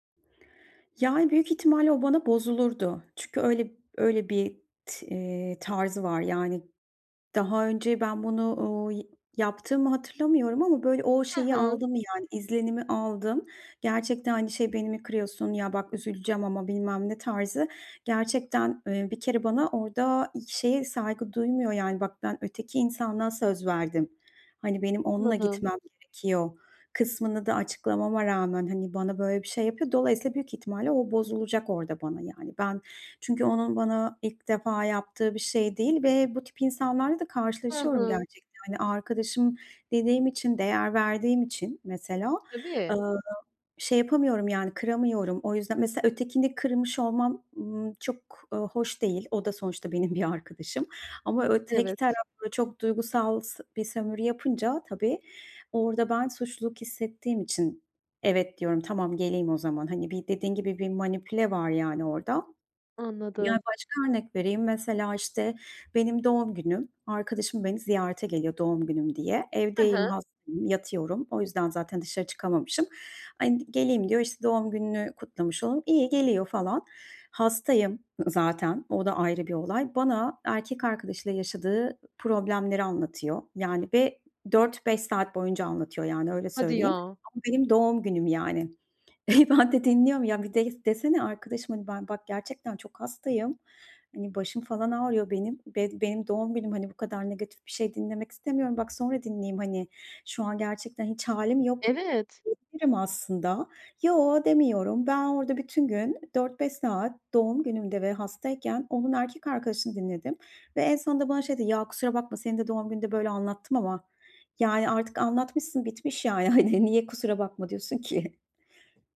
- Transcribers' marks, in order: other background noise; tapping; laughing while speaking: "bir arkadaşım"; laughing while speaking: "E, ben de dinliyorum"; laughing while speaking: "hani"; laughing while speaking: "ki?"
- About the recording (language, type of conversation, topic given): Turkish, advice, Kişisel sınırlarımı nasıl daha iyi belirleyip koruyabilirim?